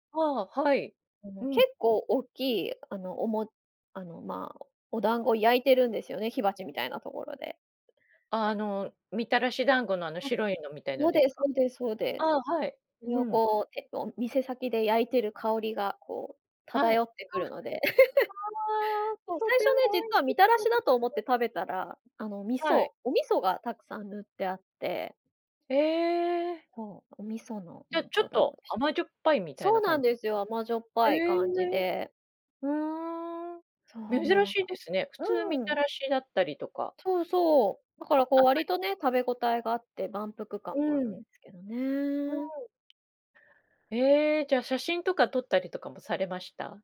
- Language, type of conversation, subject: Japanese, podcast, 一番忘れられない旅行の思い出を聞かせてもらえますか？
- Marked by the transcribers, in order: laugh; tapping